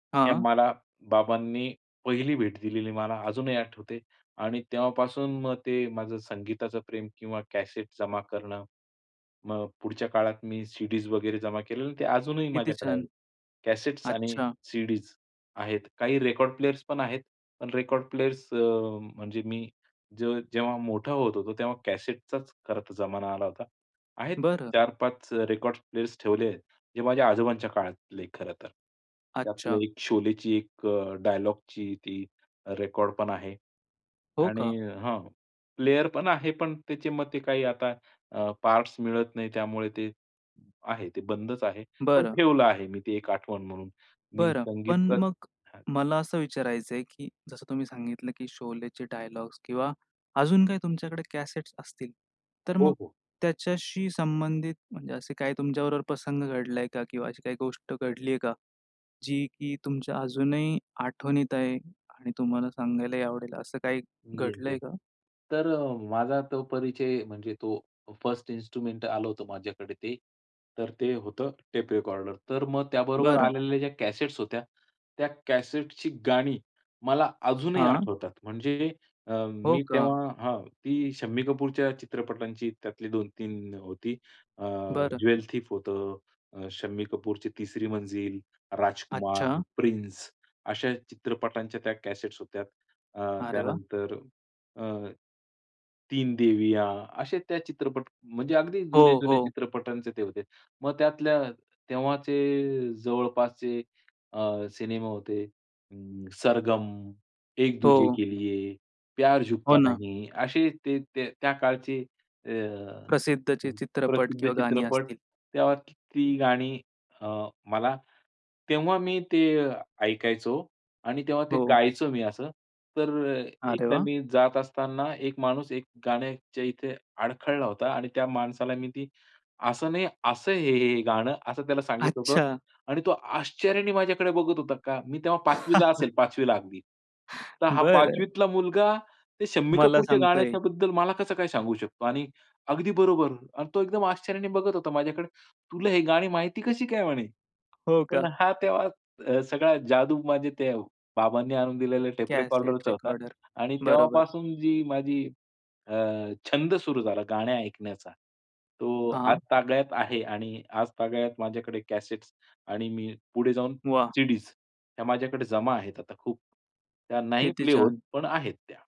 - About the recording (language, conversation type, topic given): Marathi, podcast, जुन्या कॅसेट्स किंवा रेकॉर्डच्या आठवणी कशा आहेत तुला?
- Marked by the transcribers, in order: in English: "कॅसेट्स"; in English: "रेकॉर्ड प्लेयर्स"; in English: "रेकॉर्ड प्लेयर्स"; in English: "रेकॉर्ड्स प्लेयर्स"; in English: "रेकॉर्ड"; in English: "प्लेयर"; in English: "पार्ट्स"; in English: "फर्स्ट इन्स्ट्रुमेंट"; surprised: "आश्चर्याने माझ्याकडे बघत होता"; laughing while speaking: "अच्छा"; chuckle; joyful: "तुला हे गाणी माहिती कशी काय? म्हणे"; tapping; horn; in English: "प्ले"